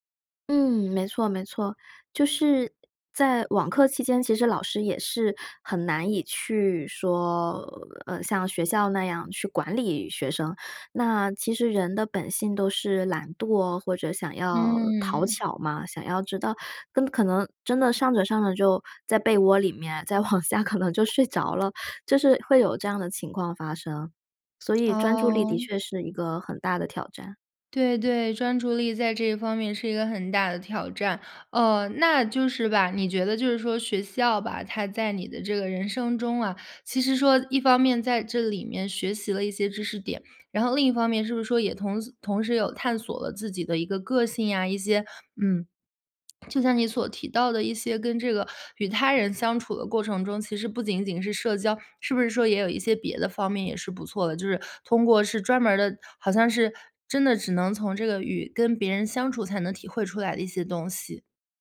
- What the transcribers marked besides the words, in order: laughing while speaking: "再往下可能就"; swallow
- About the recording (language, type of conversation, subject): Chinese, podcast, 未来的学习还需要传统学校吗？